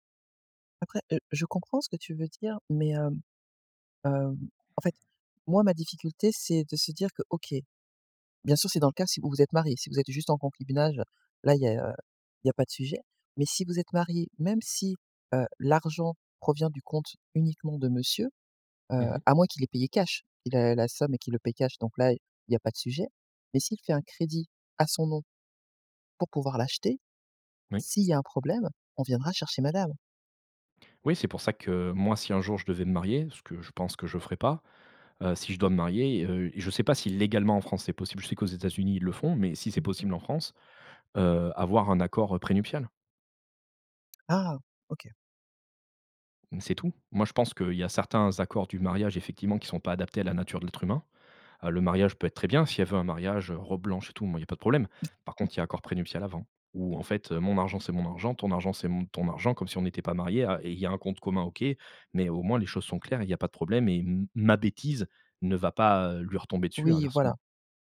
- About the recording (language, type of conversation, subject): French, podcast, Comment parles-tu d'argent avec ton partenaire ?
- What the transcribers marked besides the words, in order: stressed: "légalement"; drawn out: "Ah !"; unintelligible speech; stressed: "Oui"